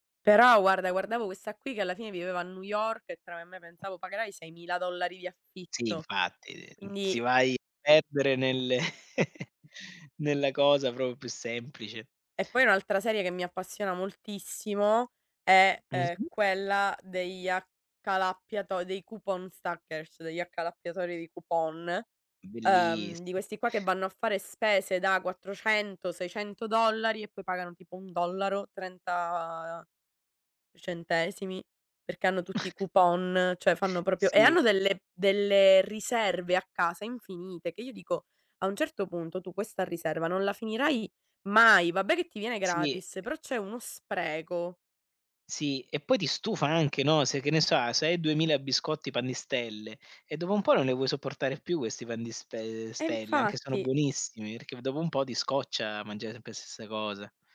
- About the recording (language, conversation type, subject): Italian, unstructured, Come ti prepari ad affrontare le spese impreviste?
- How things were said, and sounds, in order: "guarda" said as "uarda"; other background noise; "quindi" said as "indi"; "ti" said as "tzi"; chuckle; in English: "coupon stackers"; in English: "coupon"; in English: "coupon"; chuckle; "cioè" said as "ceh"; "proprio" said as "propio"; "perché" said as "erché"